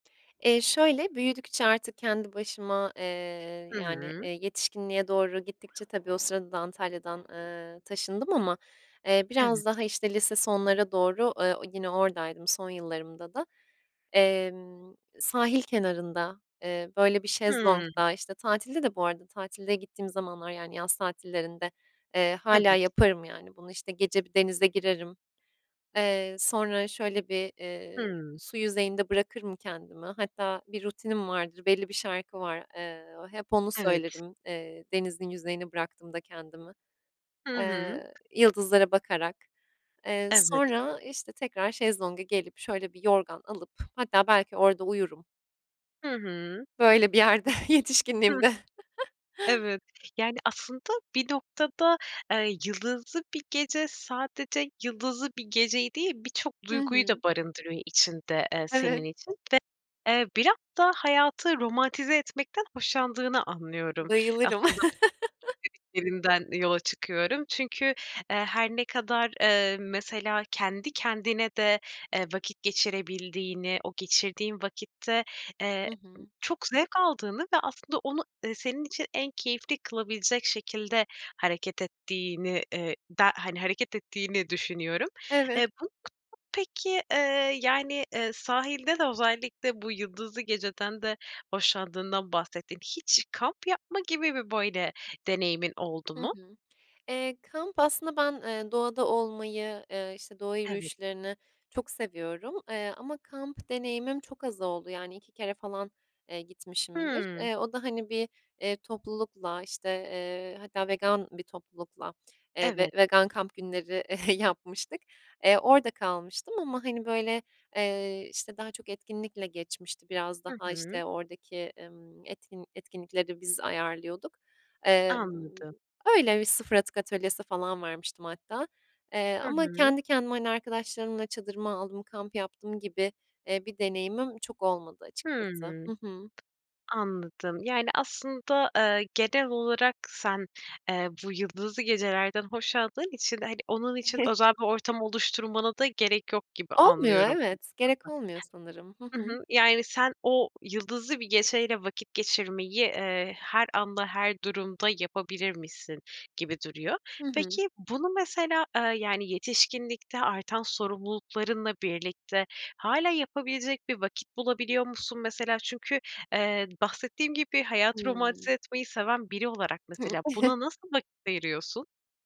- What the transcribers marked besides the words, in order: other background noise; tapping; unintelligible speech; laughing while speaking: "yerde. Yetişkinliğimde"; chuckle; laugh; unintelligible speech; chuckle; chuckle; unintelligible speech; other noise; chuckle
- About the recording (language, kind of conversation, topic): Turkish, podcast, Yıldızlı bir gece seni nasıl hissettirir?